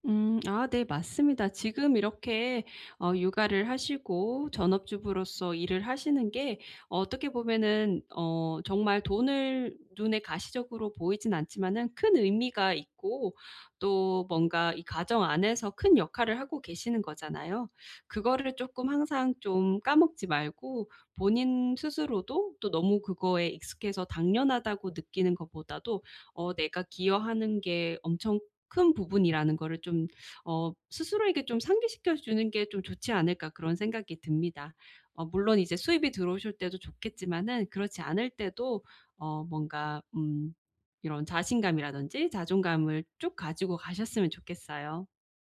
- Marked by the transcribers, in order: none
- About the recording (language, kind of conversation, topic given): Korean, advice, 수입과 일의 의미 사이에서 어떻게 균형을 찾을 수 있을까요?